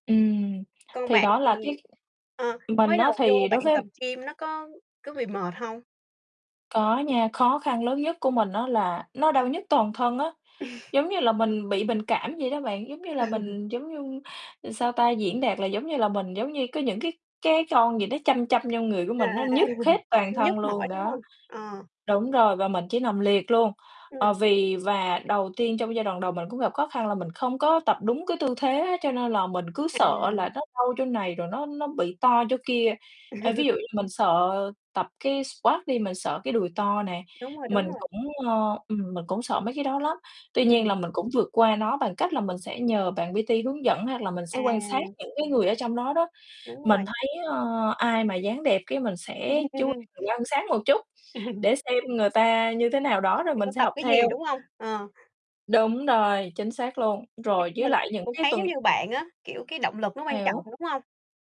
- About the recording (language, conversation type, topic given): Vietnamese, unstructured, Bạn đã từng thử môn thể thao nào khiến bạn bất ngờ chưa?
- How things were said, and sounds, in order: tapping; distorted speech; other background noise; chuckle; laughing while speaking: "Ừ"; chuckle; chuckle; in English: "squat"; in English: "P-T"; chuckle